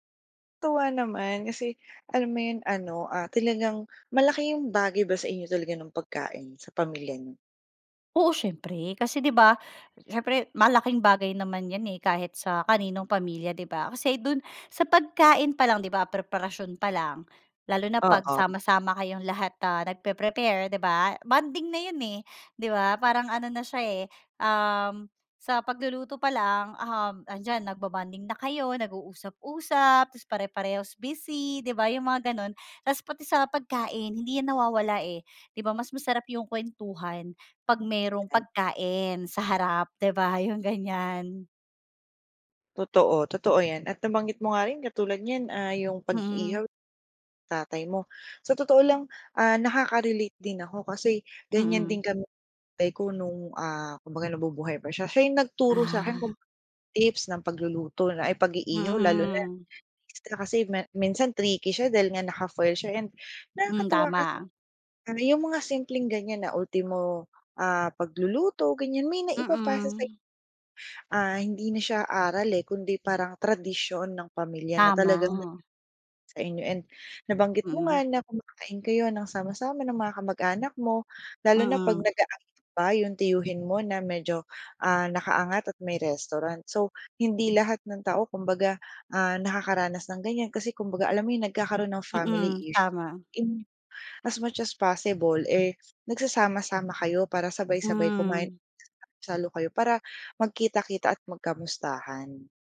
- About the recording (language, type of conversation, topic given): Filipino, podcast, Ano ang kuwento sa likod ng paborito mong ulam sa pamilya?
- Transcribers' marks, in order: laughing while speaking: "yong"; other background noise